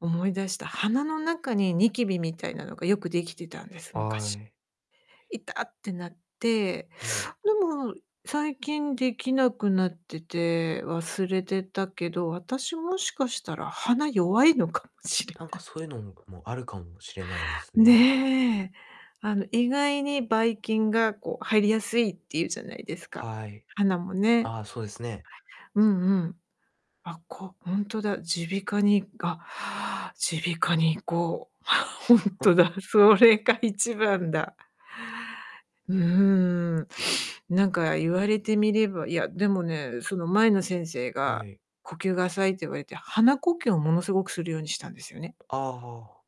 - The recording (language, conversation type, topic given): Japanese, advice, たくさんの健康情報に混乱していて、何を信じればいいのか迷っていますが、どうすれば見極められますか？
- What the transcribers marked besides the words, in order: laughing while speaking: "鼻弱いのかもしれない"; inhale; laughing while speaking: "あ、ほんとだ、それが一番だ"